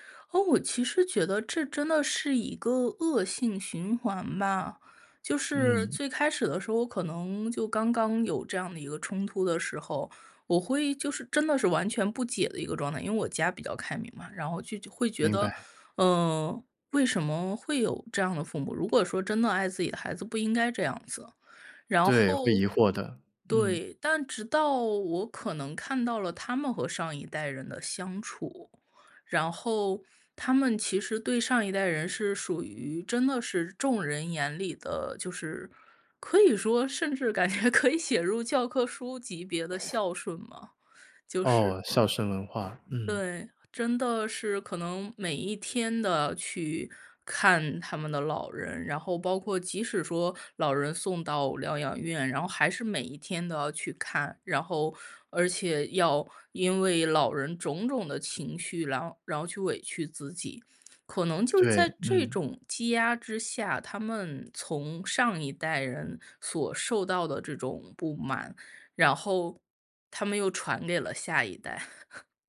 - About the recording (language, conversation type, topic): Chinese, podcast, 当被家人情绪勒索时你怎么办？
- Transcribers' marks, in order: other background noise; laughing while speaking: "感觉可以"; teeth sucking; tapping; chuckle